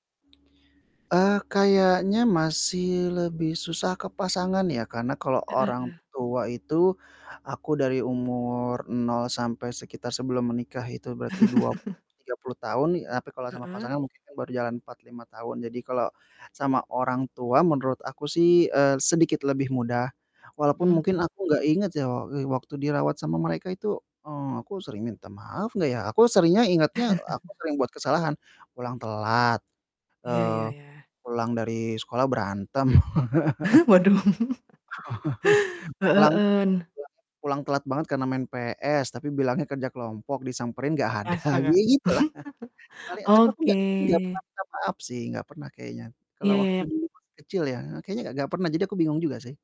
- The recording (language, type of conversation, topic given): Indonesian, podcast, Bagaimana cara meminta maaf yang benar-benar tulus dan meyakinkan?
- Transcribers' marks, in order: tapping; mechanical hum; static; distorted speech; chuckle; chuckle; chuckle; laughing while speaking: "Waduh"; chuckle; laughing while speaking: "ada, gitulah"; chuckle; drawn out: "Oke"; other background noise